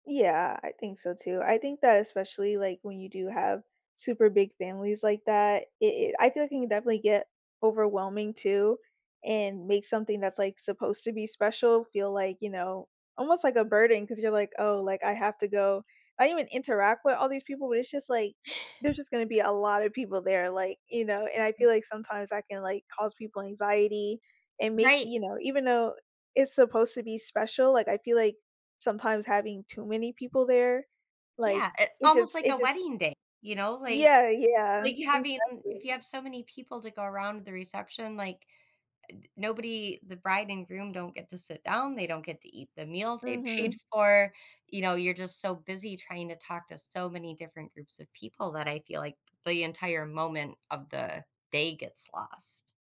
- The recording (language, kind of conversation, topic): English, unstructured, How do family traditions and shared moments create a sense of belonging?
- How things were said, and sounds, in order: inhale; other background noise